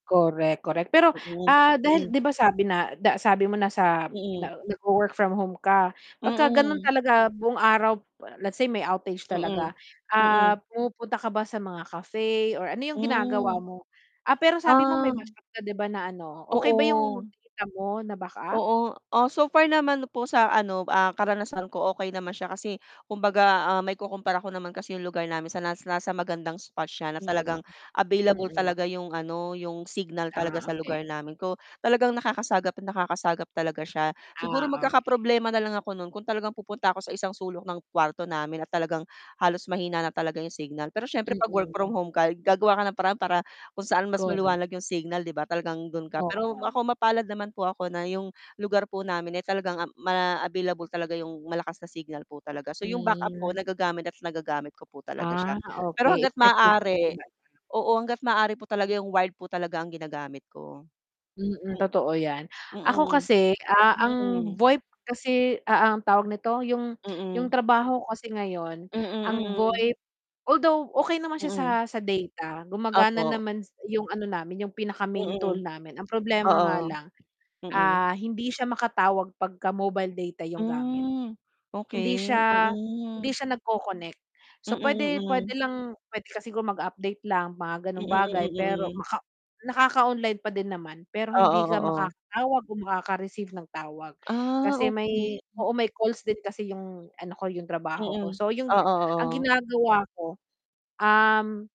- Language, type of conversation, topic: Filipino, unstructured, Paano ka naaapektuhan kapag bumabagal ang internet sa bahay ninyo?
- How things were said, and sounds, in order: tapping; other background noise; distorted speech; static